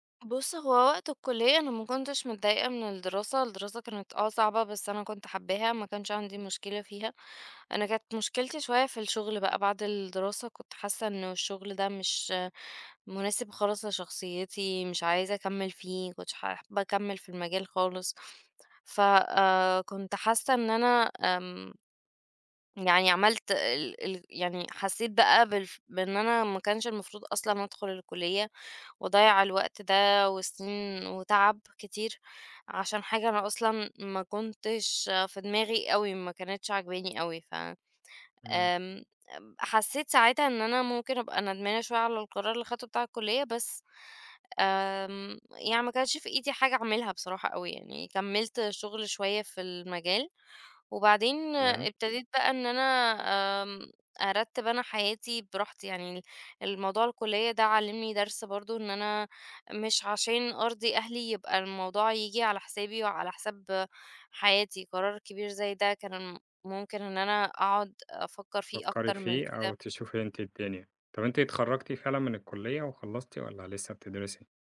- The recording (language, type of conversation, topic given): Arabic, podcast, إزاي نلاقي توازن بين رغباتنا وتوقعات العيلة؟
- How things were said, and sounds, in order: none